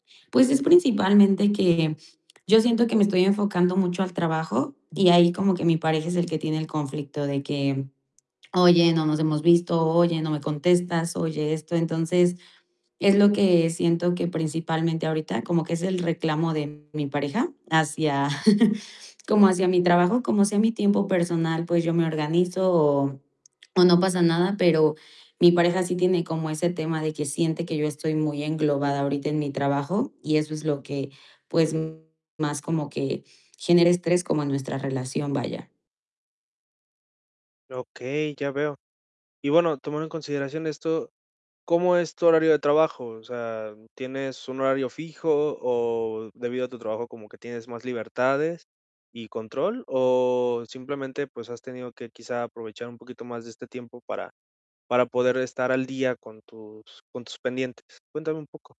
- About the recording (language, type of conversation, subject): Spanish, advice, ¿Cómo puedo equilibrar mi relación de pareja, el trabajo y mi vida personal?
- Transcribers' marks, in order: tapping; other background noise; other noise; distorted speech; chuckle